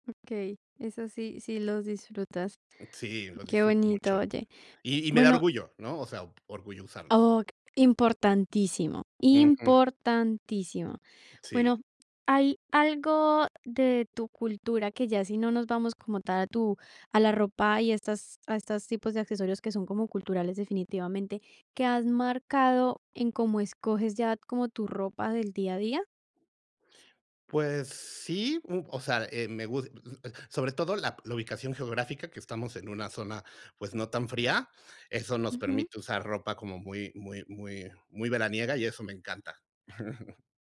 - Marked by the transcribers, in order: other noise; stressed: "importantísimo"; chuckle
- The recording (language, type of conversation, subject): Spanish, podcast, ¿Cómo influye tu cultura en tu forma de vestir?
- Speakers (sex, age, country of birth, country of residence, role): female, 20-24, Colombia, Italy, host; male, 45-49, Mexico, Mexico, guest